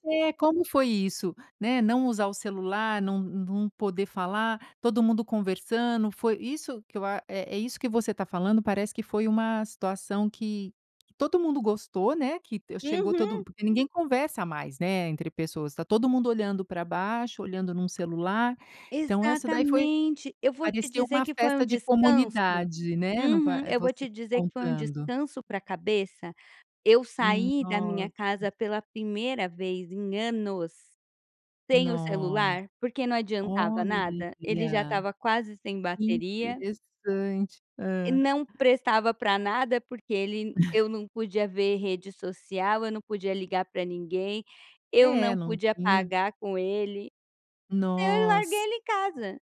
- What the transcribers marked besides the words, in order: tapping; chuckle
- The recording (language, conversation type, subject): Portuguese, podcast, O que mudou na sua vida com pagamentos por celular?